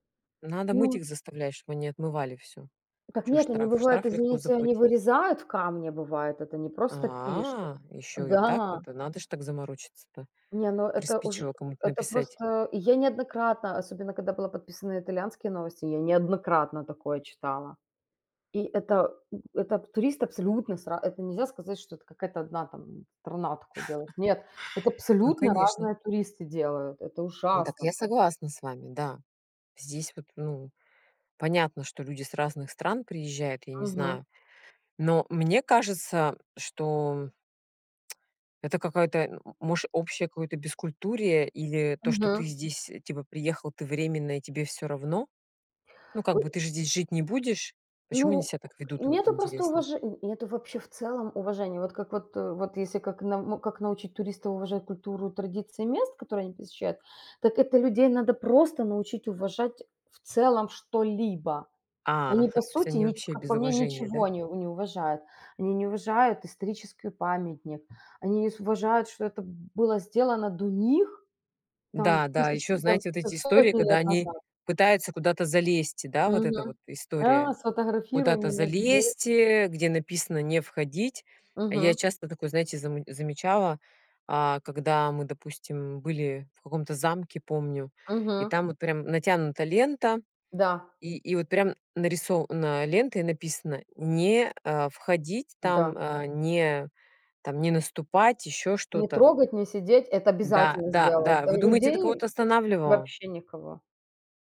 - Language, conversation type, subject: Russian, unstructured, Почему некоторых людей раздражают туристы, которые ведут себя неуважительно по отношению к другим?
- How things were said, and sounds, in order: drawn out: "А"; chuckle; tsk; tapping